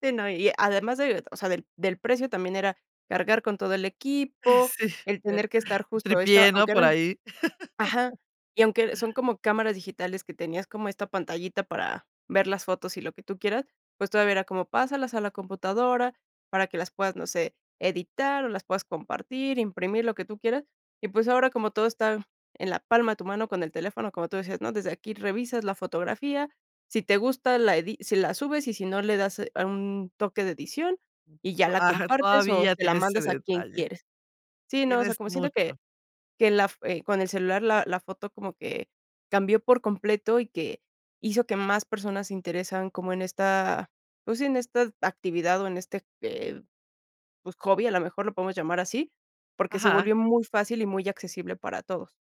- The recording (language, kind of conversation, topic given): Spanish, podcast, ¿Cómo te animarías a aprender fotografía con tu celular?
- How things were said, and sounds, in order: laugh